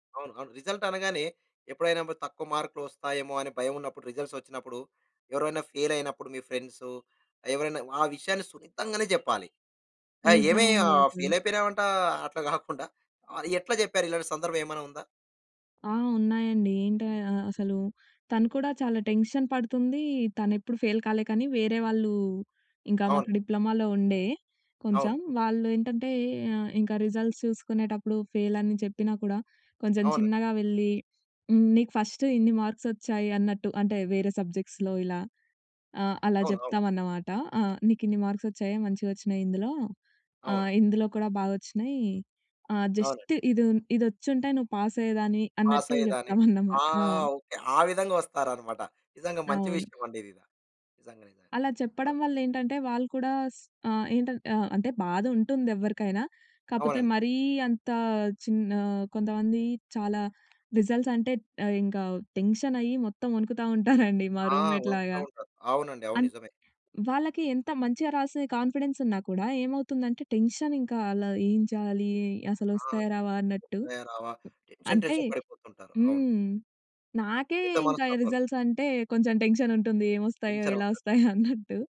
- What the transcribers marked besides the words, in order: in English: "రిజల్ట్"; in English: "రిజల్ట్స్"; in English: "టెన్షన్"; in English: "ఫెయిల్"; in English: "డిప్లొమాలో"; in English: "రిజల్ట్స్"; in English: "ఫస్ట్"; in English: "మార్క్స్"; in English: "సబ్జెక్ట్స్‌లో"; in English: "మార్క్స్"; in English: "జస్ట్"; other background noise; tapping; in English: "రిజల్ట్స్"; in English: "టెన్షన్"; laughing while speaking: "ఉంటారండి"; in English: "రూమ్‌మేట్"; in English: "కాన్ఫిడెన్స్"; in English: "టెన్షన్"; other noise; in English: "టెన్షన్ టెన్షన్"; in English: "రిజల్ట్స్"; laughing while speaking: "అన్నట్టు"
- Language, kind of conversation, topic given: Telugu, podcast, సున్నితమైన విషయాల గురించి మాట్లాడేటప్పుడు మీరు ఎలా జాగ్రత్తగా వ్యవహరిస్తారు?